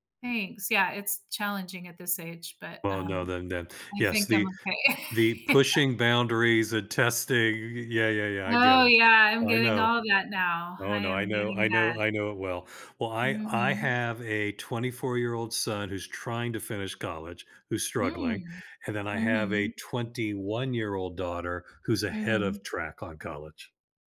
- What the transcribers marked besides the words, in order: laugh; laughing while speaking: "Yeah"
- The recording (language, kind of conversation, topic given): English, unstructured, How can practicing gratitude change your outlook and relationships?